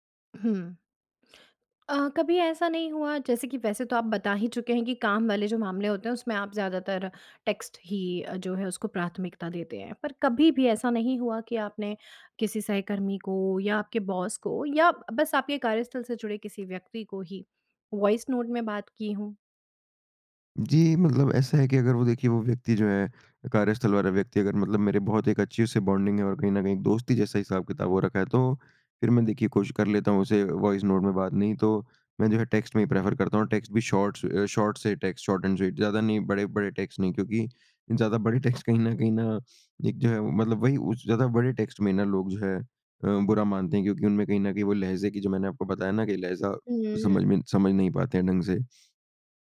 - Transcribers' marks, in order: in English: "टेक्स्ट"; in English: "बॉन्डिंग"; in English: "टेक्स्ट"; in English: "प्रेफ़र"; in English: "टेक्स्ट"; in English: "शॉर्ट्स"; in English: "शॉर्ट"; in English: "टेक्स्ट शॉर्ट एंड स्वीट"; in English: "टेक्स्ट"; chuckle; in English: "टेक्स्ट"; in English: "टेक्स्ट"; sniff
- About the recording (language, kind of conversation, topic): Hindi, podcast, आप आवाज़ संदेश और लिखित संदेश में से किसे पसंद करते हैं, और क्यों?